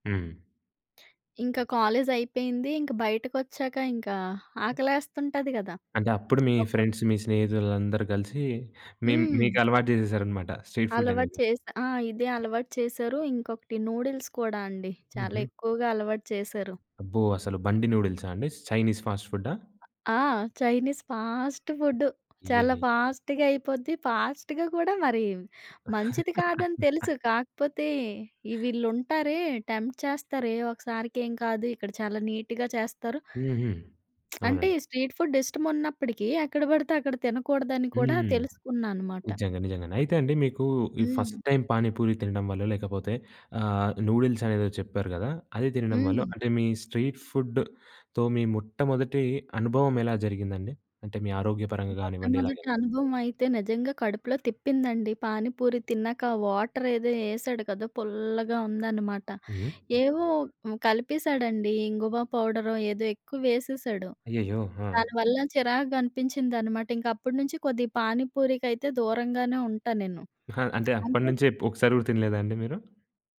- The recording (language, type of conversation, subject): Telugu, podcast, వీధి ఆహారం తిన్న మీ మొదటి అనుభవం ఏది?
- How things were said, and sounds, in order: other background noise; tapping; in English: "ఫ్రెండ్స్"; in English: "స్ట్రీట్"; in English: "చైనీస్ ఫాస్ట్"; in English: "చైనీస్ ఫాస్ట్"; in English: "ఫాస్ట్‌గా"; in English: "ఫాస్ట్‌గా"; laugh; in English: "టెంప్ట్"; in English: "నీట్‌గా"; lip smack; in English: "స్ట్రీట్ ఫుడ్"; in English: "ఫస్ట్ టైమ్"; in English: "స్ట్రీట్ ఫుడ్‌తో"